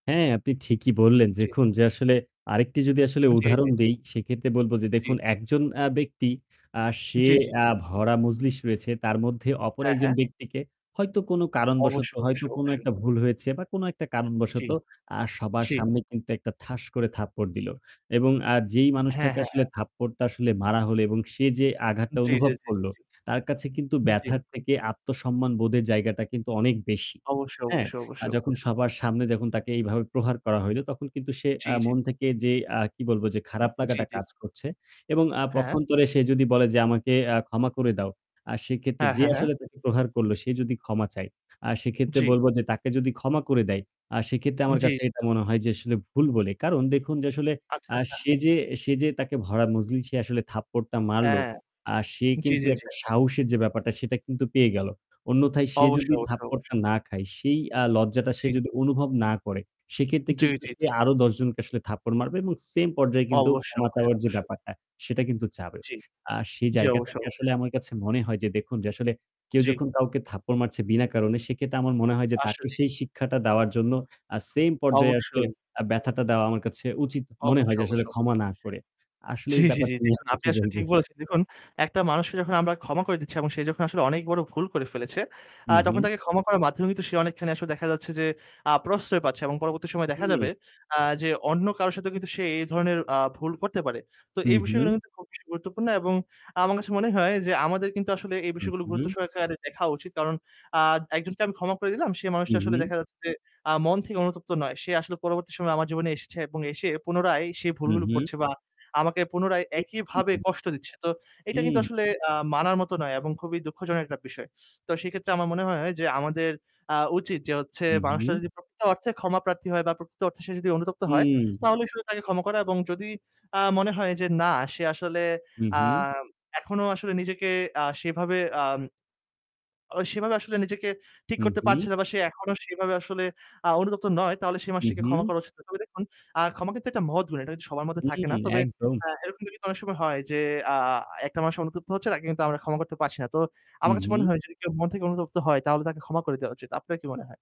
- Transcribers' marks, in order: static; distorted speech; unintelligible speech
- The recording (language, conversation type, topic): Bengali, unstructured, আপনার মতে ক্ষমা করা কেন গুরুত্বপূর্ণ?
- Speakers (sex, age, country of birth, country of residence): male, 20-24, Bangladesh, Bangladesh; male, 50-54, Bangladesh, Bangladesh